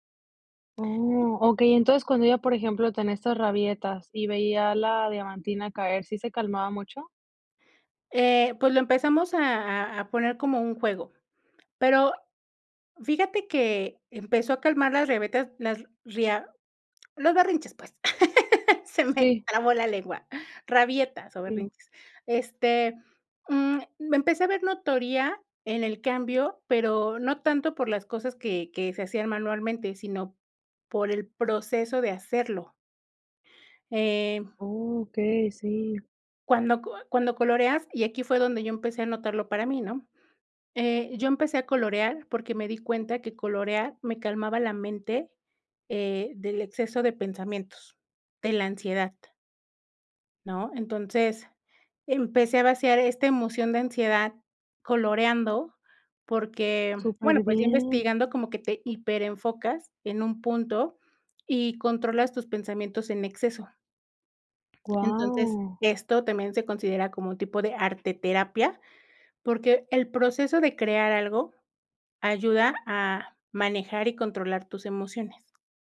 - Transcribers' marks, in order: tapping; other background noise; laugh; drawn out: "Guau"
- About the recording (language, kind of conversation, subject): Spanish, podcast, ¿Cómo conviertes una emoción en algo tangible?